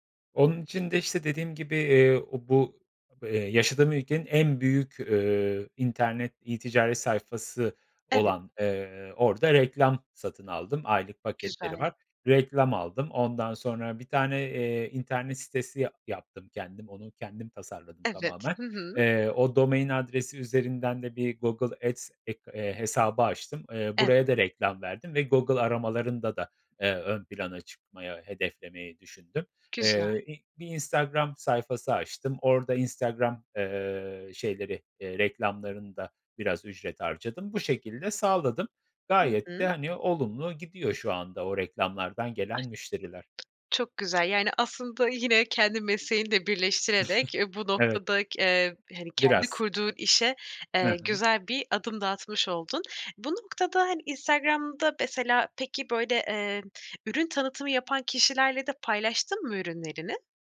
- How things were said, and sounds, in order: "e-ticaret" said as "i-ticaret"; in English: "domain"; unintelligible speech; tapping; chuckle
- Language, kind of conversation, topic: Turkish, podcast, Kendi işini kurmayı hiç düşündün mü? Neden?
- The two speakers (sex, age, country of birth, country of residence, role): female, 25-29, Turkey, Poland, host; male, 35-39, Turkey, Poland, guest